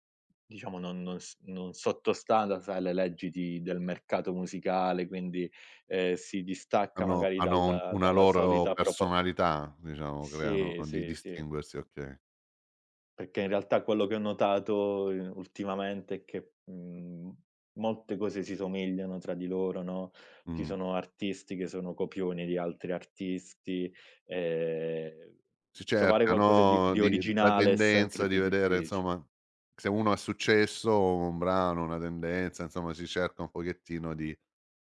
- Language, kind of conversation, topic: Italian, podcast, Come scopri e inizi ad apprezzare un artista nuovo per te, oggi?
- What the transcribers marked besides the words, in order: "Perché" said as "Pecché"; drawn out: "notato"; drawn out: "no"; "insomma" said as "nsomma"; "insomma" said as "nsomma"